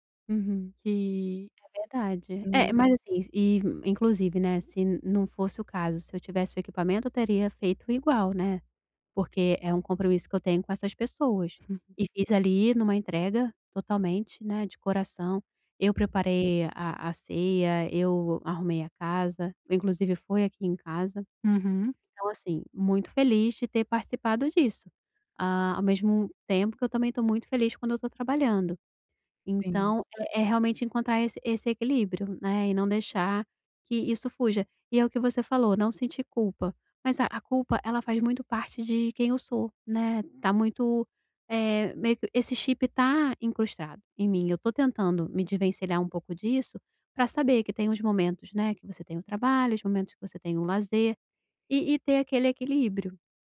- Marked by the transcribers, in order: laugh
- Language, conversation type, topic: Portuguese, advice, Como posso equilibrar meu tempo entre responsabilidades e lazer?